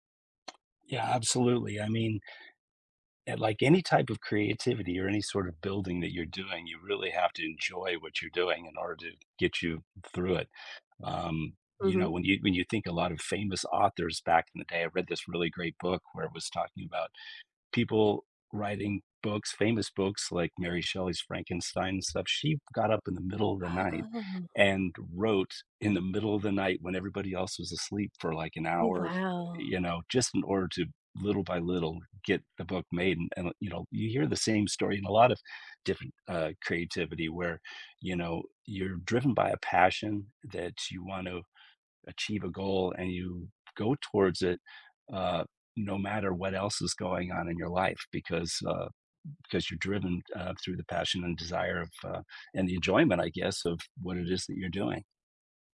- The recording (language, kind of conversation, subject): English, unstructured, What dreams do you want to fulfill in the next five years?
- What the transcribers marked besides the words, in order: tapping; other background noise